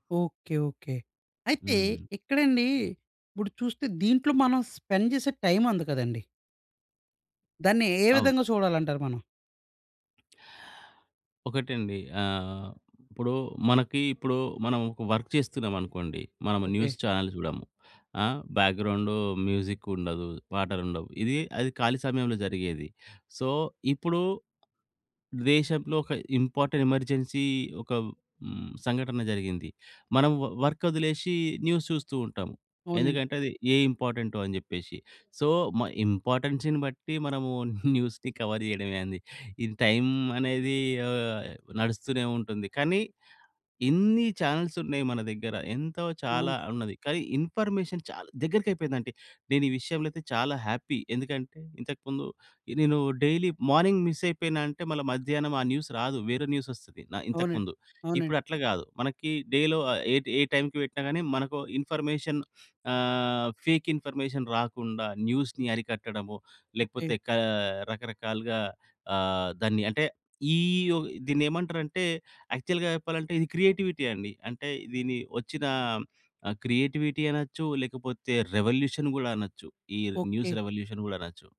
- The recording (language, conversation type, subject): Telugu, podcast, డిజిటల్ మీడియా మీ సృజనాత్మకతపై ఎలా ప్రభావం చూపుతుంది?
- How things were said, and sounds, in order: in English: "స్పెండ్"; in English: "వర్క్"; in English: "న్యూస్ చానెల్స్"; in English: "మ్యూజిక్"; in English: "సో"; in English: "ఇంపార్టెంట్ ఎమర్జెన్సీ"; in English: "వ వర్క్"; in English: "న్యూస్"; in English: "సో"; in English: "ఇంపార్టెన్సీని"; in English: "న్యూస్‌ని కవర్"; chuckle; in English: "చానెల్స్"; in English: "ఇన్ఫర్మేషన్"; in English: "హ్యాపీ"; in English: "డైలీ మార్నింగ్ మిస్"; in English: "న్యూస్"; in English: "న్యూస్"; in English: "డేలో"; in English: "ఇన్ఫర్మేషన్"; in English: "ఫేక్ ఇన్ఫర్మేషన్"; in English: "న్యూస్‌ని"; in English: "యాక్చువల్‌గా"; in English: "క్రియేటివిటీ"; in English: "క్రియేటివిటీ"; in English: "రివల్యూషన్"; in English: "న్యూస్ రివల్యూషన్"